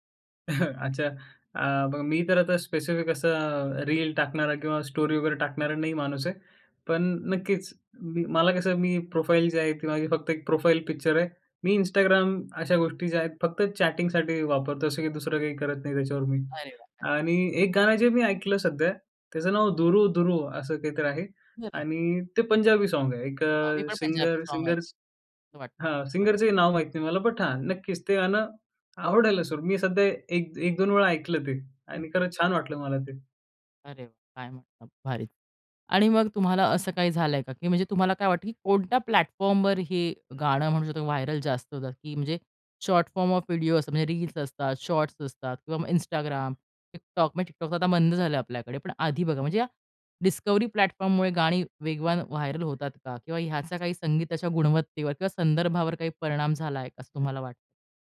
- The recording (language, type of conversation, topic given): Marathi, podcast, सोशल मीडियामुळे तुमच्या संगीताच्या आवडीमध्ये कोणते बदल झाले?
- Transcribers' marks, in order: chuckle; in English: "स्पेसिफिक"; in English: "स्टोरी"; in English: "प्रोफाईल"; in English: "प्रोफाईल पिक्चर"; in English: "चॅटिंगसाठी"; other background noise; unintelligible speech; in English: "सॉन्ग"; in English: "सिंगर-सिंगर्स"; in English: "सॉन्ग"; in English: "सिंगरचंही"; in English: "बट"; in English: "प्लॅटफॉर्मवर"; in English: "व्हायरल"; in English: "शॉर्ट फॉर्म ऑफ व्हिडिओ"; in English: "डिस्कव्हरी प्लॅटफॉर्ममुळे"; in English: "व्हायरल"